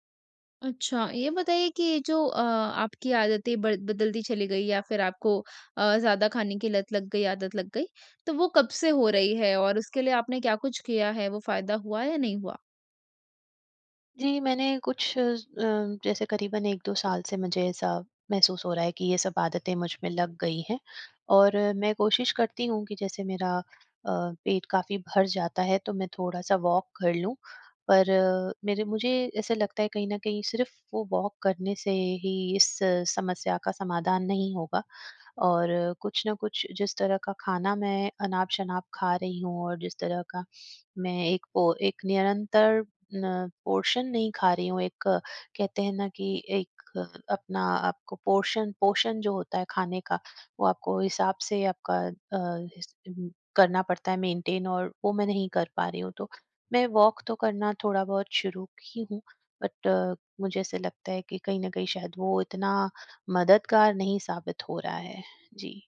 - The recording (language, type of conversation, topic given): Hindi, advice, भूख और तृप्ति को पहचानना
- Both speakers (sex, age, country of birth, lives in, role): female, 45-49, India, India, advisor; female, 45-49, India, India, user
- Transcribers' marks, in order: tapping; in English: "वॉक"; in English: "वॉक"; in English: "पोर्शन"; in English: "पोर्शन पोर्शन"; in English: "मेंटेन"; in English: "वॉक"; in English: "बट"